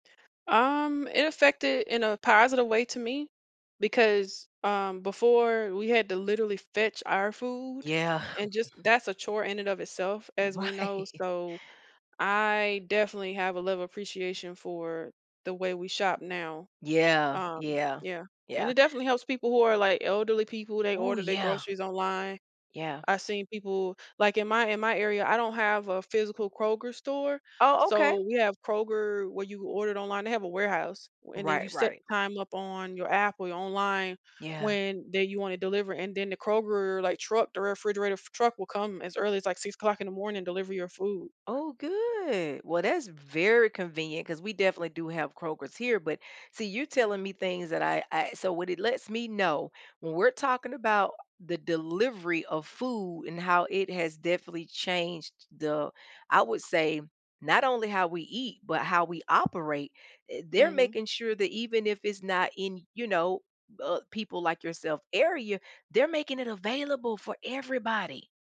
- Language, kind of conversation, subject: English, unstructured, How has the rise of food delivery services impacted our eating habits and routines?
- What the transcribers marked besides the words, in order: chuckle; laughing while speaking: "Right"